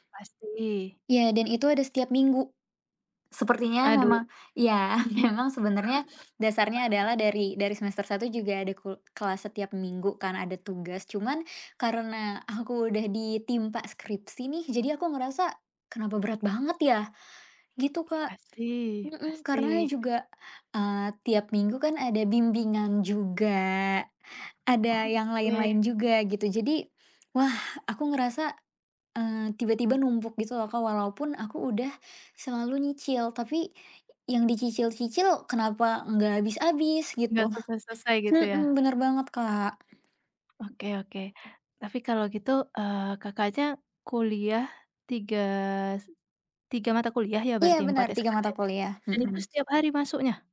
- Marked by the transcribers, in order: tapping; chuckle; laugh; other background noise; drawn out: "juga"
- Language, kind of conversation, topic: Indonesian, advice, Mengapa Anda merasa stres karena tenggat kerja yang menumpuk?